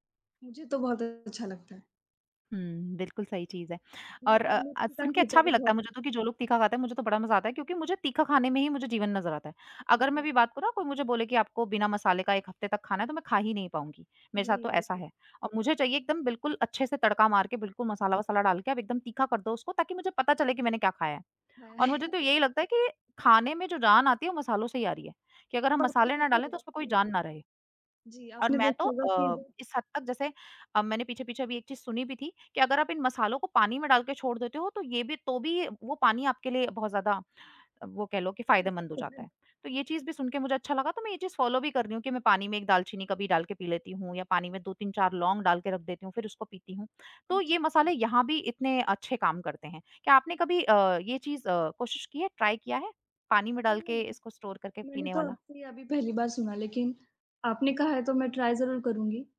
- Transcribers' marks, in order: tapping; laughing while speaking: "खाया है"; in English: "फ़ॉलो"; in English: "ट्राय"; in English: "स्टोर"; in English: "ट्राय"
- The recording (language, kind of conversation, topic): Hindi, unstructured, खाने में मसालों का क्या महत्व होता है?
- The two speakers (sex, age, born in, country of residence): female, 20-24, India, India; female, 25-29, India, India